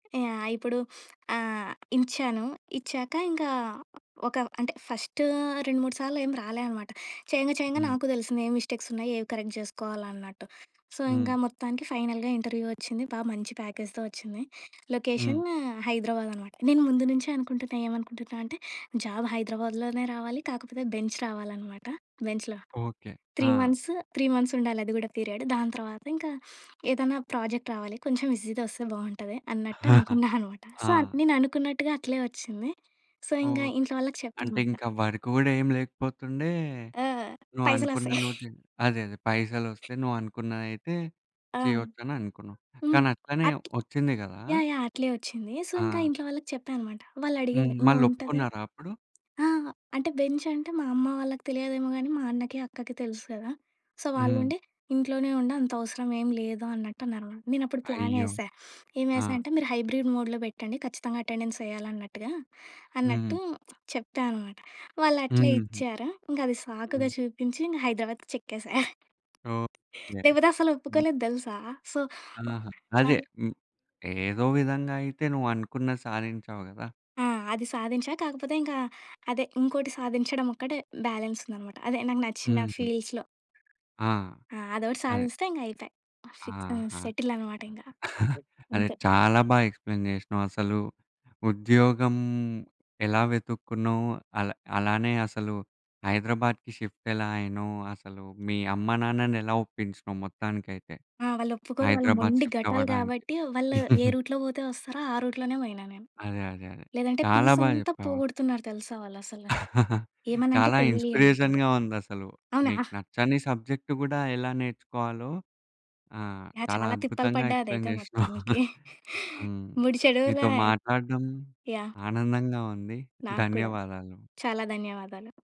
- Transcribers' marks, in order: in English: "ఫస్ట్"; in English: "మిస్టేక్స్"; in English: "కరెక్ట్"; in English: "సో"; in English: "ఫైనల్‌గా ఇంటర్వ్యూ"; in English: "ప్యాకేజ్‌తో"; in English: "లొకేషన్"; in English: "జాబ్"; in English: "బెంచ్"; in English: "బెంచ్‌లో. త్రీ మంత్స్, త్రీ మంత్స్"; in English: "పీరియడ్"; sniff; in English: "ప్రాజెక్ట్"; chuckle; giggle; in English: "సో"; in English: "సో"; other background noise; in English: "వర్క్"; chuckle; in English: "సో"; in English: "బెంచ్"; in English: "సో"; sniff; in English: "హైబ్రిడ్ మోడ్‌లో"; in English: "అటెండెన్స్"; chuckle; tapping; in English: "సో"; in English: "బ్యాలెన్స్"; in English: "ఫీల్డ్స్‌లో"; chuckle; in English: "ఎక్స్ప్లేన్"; in English: "షిఫ్ట్"; in English: "షిఫ్ట్"; chuckle; in English: "రూట్‌లో"; in English: "రూట్‌లోనే"; in English: "పీస్"; chuckle; in English: "ఇన్స్పిరేషన్‌గా"; in English: "సబ్జెక్ట్"; in English: "ఎక్స్ప్లేన్"; chuckle
- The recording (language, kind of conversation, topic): Telugu, podcast, ఉద్యోగ మార్పు గురించి మీరు మీ కుటుంబాన్ని ఎలా ఒప్పించారు?